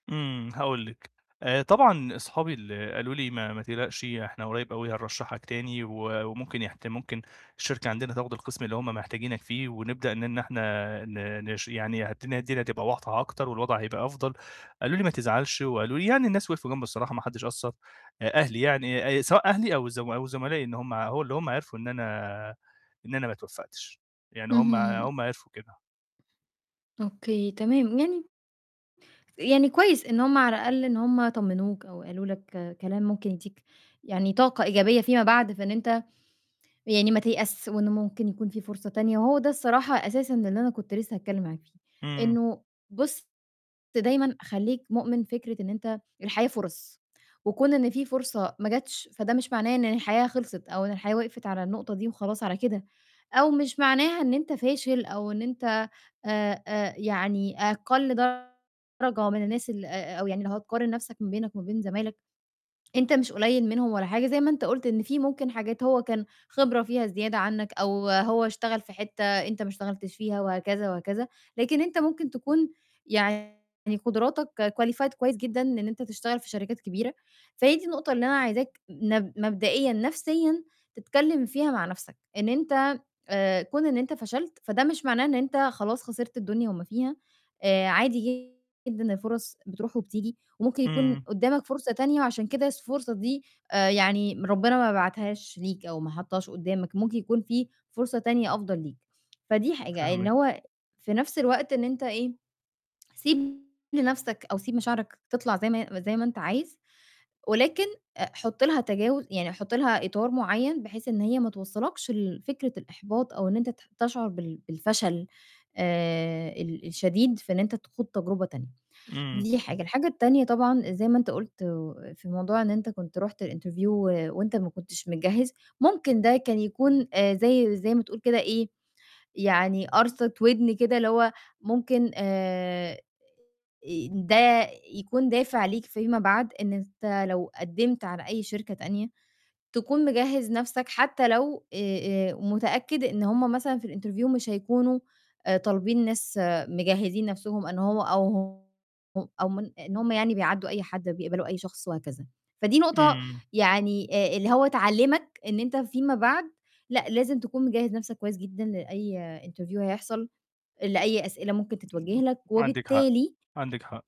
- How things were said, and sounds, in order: distorted speech; in English: "qualified"; in English: "الinterview"; in English: "الinterview"; in English: "interview"
- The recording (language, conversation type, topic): Arabic, advice, إزاي أتعافى بعد الفشل وضياع فرصة مهمة وأعدّي الإحباط؟